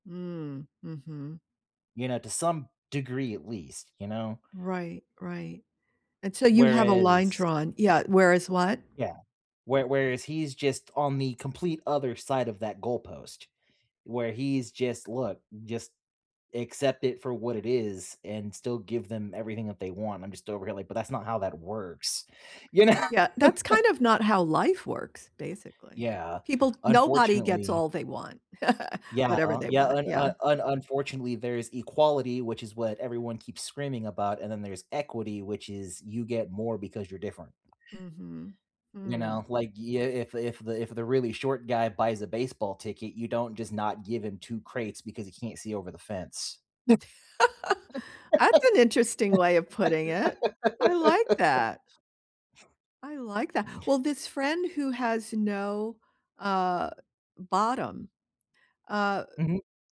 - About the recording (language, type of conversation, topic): English, unstructured, Can conflict ever make relationships stronger?
- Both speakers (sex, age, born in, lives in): female, 75-79, United States, United States; male, 30-34, United States, United States
- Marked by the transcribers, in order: other background noise; tapping; laughing while speaking: "you know?"; chuckle; laugh; other noise; laugh; scoff